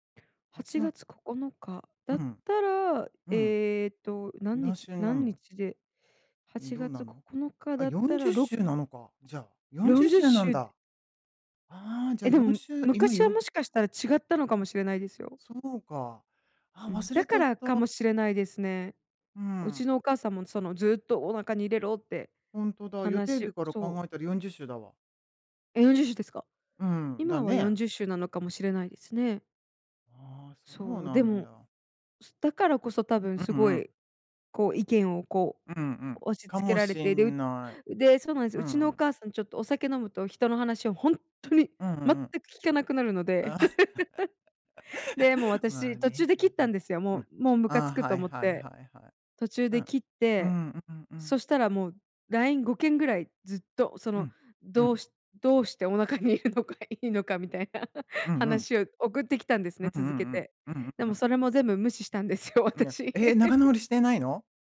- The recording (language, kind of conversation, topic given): Japanese, unstructured, 家族とケンカした後、どうやって和解しますか？
- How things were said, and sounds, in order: laugh; laughing while speaking: "お腹にいるのがいいのかみたいな"; laugh